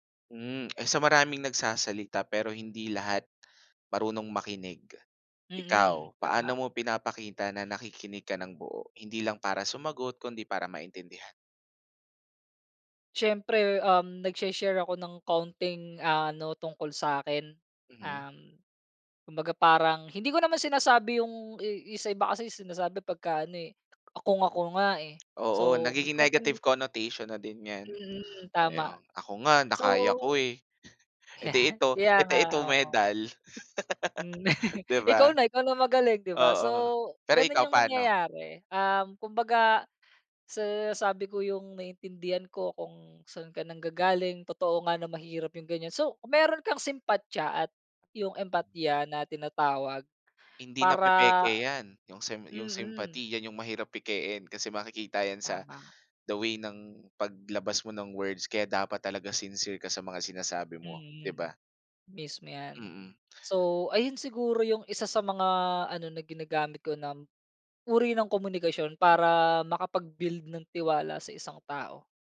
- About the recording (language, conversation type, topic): Filipino, podcast, Ano ang papel ng komunikasyon sa pagbuo ng tiwala?
- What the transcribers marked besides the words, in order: tapping; in English: "negative connotation"; chuckle; chuckle; laugh